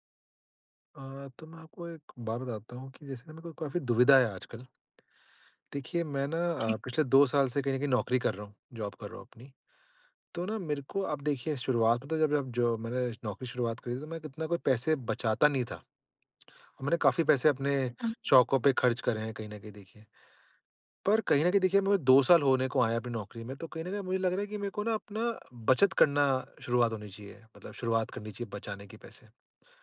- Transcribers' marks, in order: in English: "जॉब"
- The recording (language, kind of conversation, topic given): Hindi, advice, पैसे बचाते हुए जीवन की गुणवत्ता कैसे बनाए रखूँ?